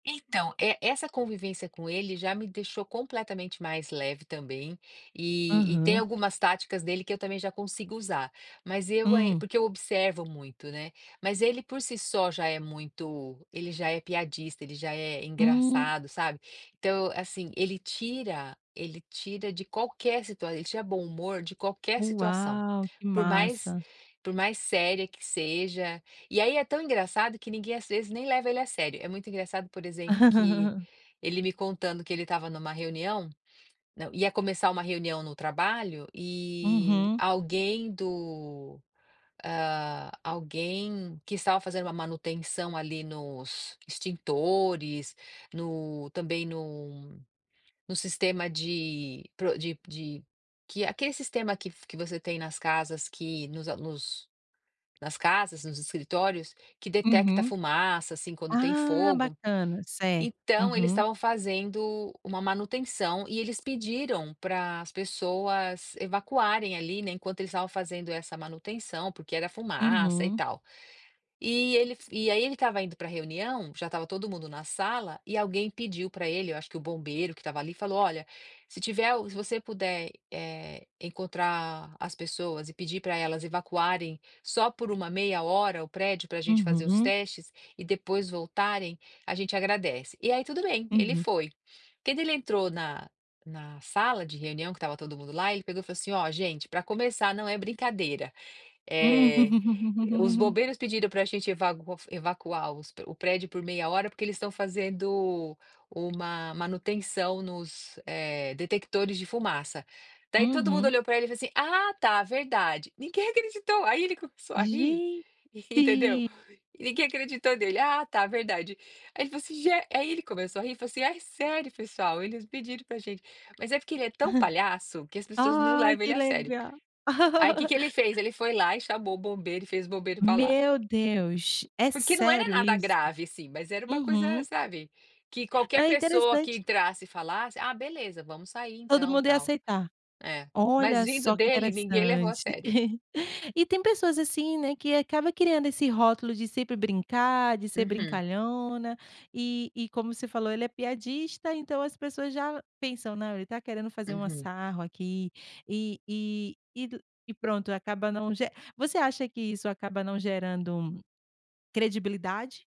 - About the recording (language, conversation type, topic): Portuguese, podcast, Como usar humor para aproximar as pessoas?
- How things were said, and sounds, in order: chuckle; laugh; chuckle; laugh; chuckle